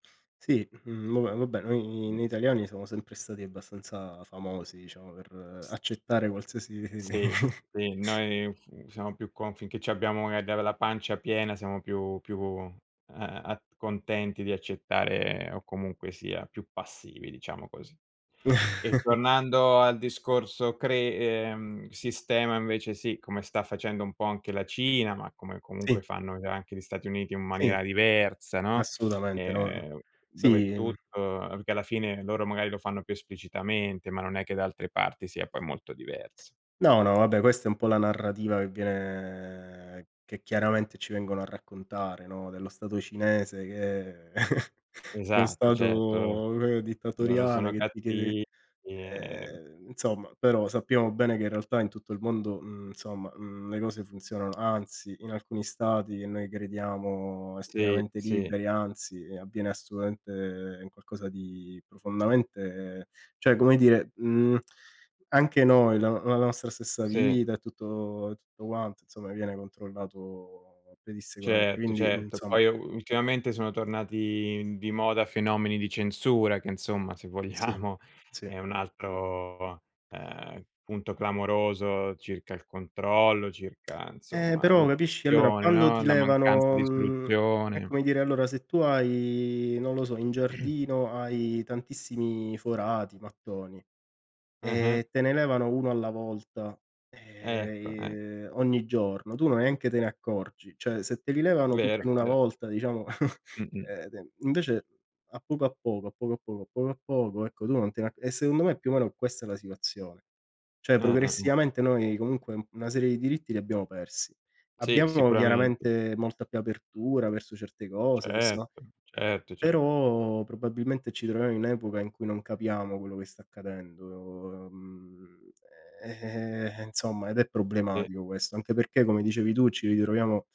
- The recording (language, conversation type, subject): Italian, unstructured, In quali casi è giusto infrangere la legge?
- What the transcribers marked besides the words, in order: other background noise; chuckle; chuckle; tapping; drawn out: "viene"; chuckle; unintelligible speech; "insomma" said as "nzomma"; "insomma" said as "nzomma"; "assolutamente" said as "assutaente"; "cioè" said as "ceh"; "insomma" said as "nzoma"; "insomma" said as "nzomm"; "insomma" said as "nzomma"; laughing while speaking: "vogliamo"; "insomma" said as "nzomma"; lip smack; throat clearing; "Cioè" said as "ceh"; chuckle; "Cioè" said as "ceh"; "progressivamente" said as "progressiamente"; "insomma" said as "nzomma"